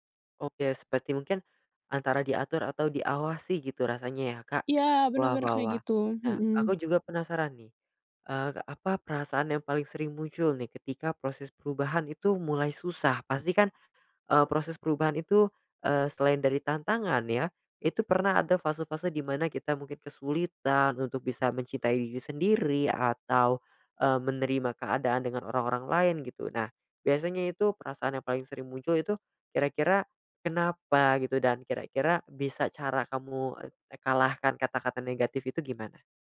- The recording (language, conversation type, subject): Indonesian, podcast, Apa tantangan terberat saat mencoba berubah?
- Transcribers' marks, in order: none